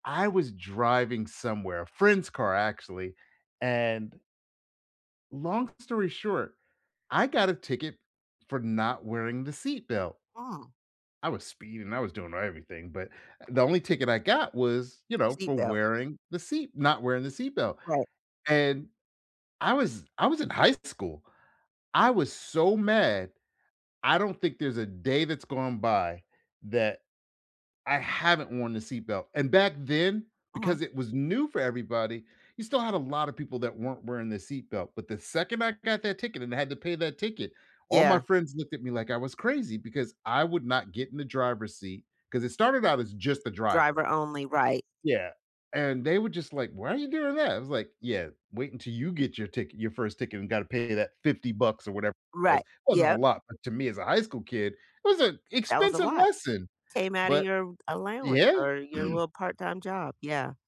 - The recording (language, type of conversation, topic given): English, unstructured, How do memories influence the choices we make today?
- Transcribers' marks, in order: other background noise; throat clearing